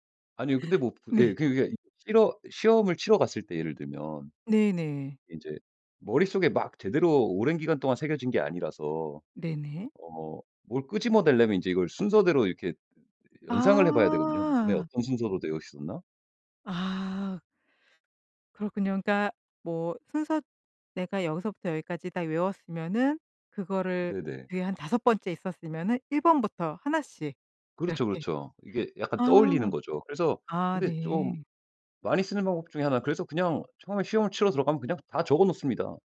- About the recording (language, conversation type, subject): Korean, podcast, 효과적으로 복습하는 방법은 무엇인가요?
- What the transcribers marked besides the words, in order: none